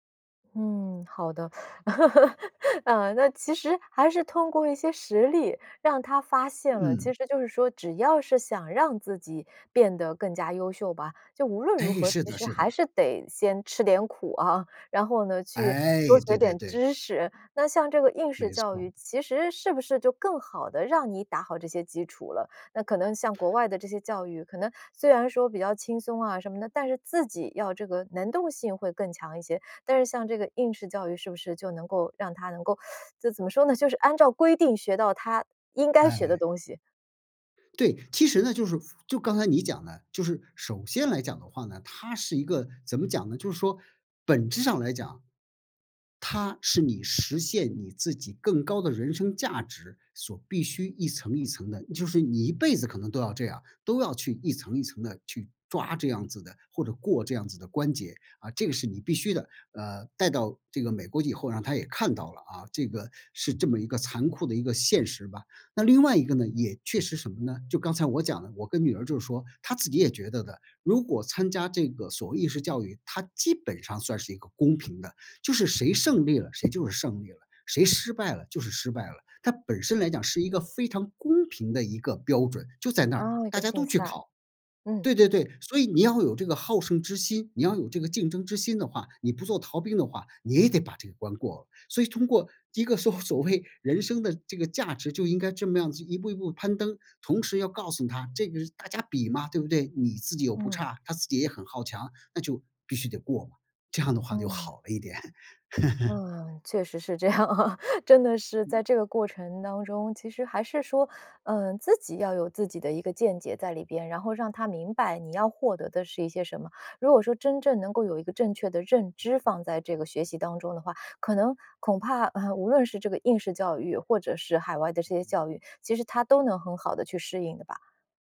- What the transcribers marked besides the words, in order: laugh; teeth sucking; other background noise; laughing while speaking: "缩 所谓"; "说" said as "缩"; laughing while speaking: "这样"; laughing while speaking: "点"; chuckle; laughing while speaking: "这样啊"
- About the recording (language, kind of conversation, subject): Chinese, podcast, 你怎么看待当前的应试教育现象？